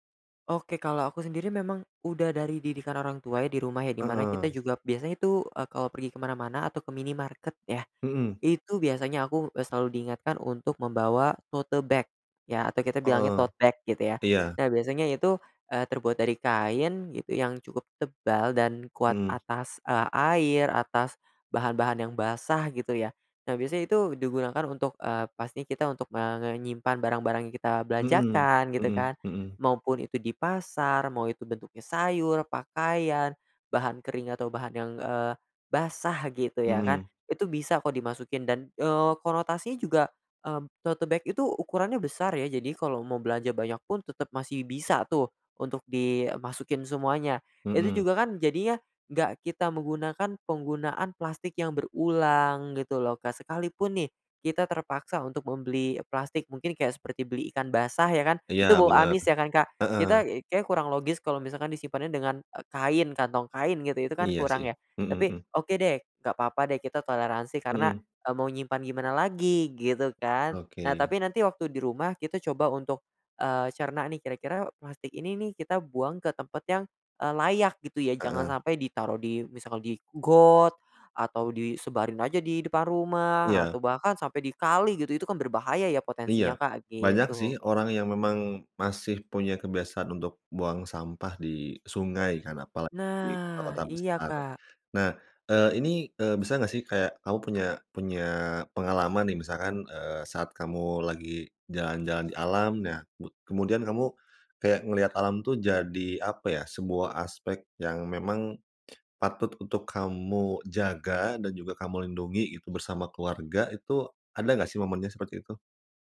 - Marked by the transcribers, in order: in English: "to-te bag"; in English: "tote bag"; "menyimpan" said as "mengenyimpan"; in English: "tote bag"; "misalkan" said as "misalkal"; other background noise
- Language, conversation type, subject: Indonesian, podcast, Ceritakan pengalaman penting apa yang pernah kamu pelajari dari alam?